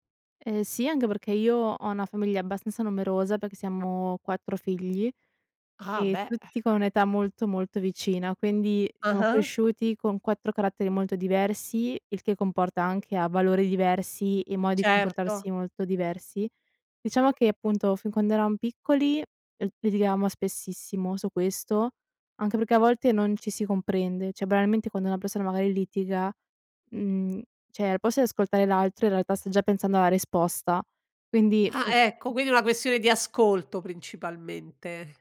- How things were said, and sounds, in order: "anche" said as "anghe"
- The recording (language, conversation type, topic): Italian, podcast, Cosa fai quando i tuoi valori entrano in conflitto tra loro?